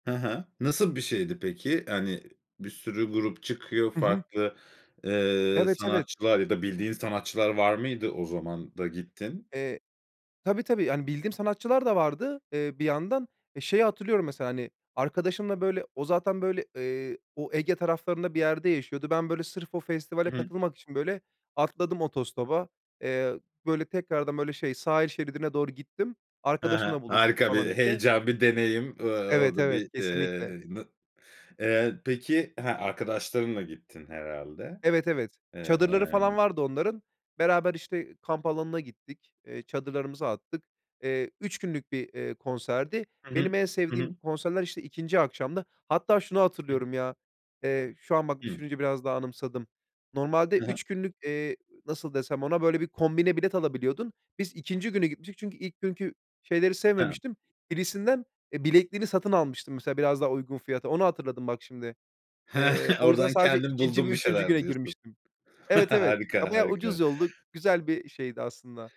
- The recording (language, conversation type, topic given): Turkish, podcast, Canlı konser deneyimi seni nasıl etkiledi?
- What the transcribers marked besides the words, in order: chuckle; tapping; chuckle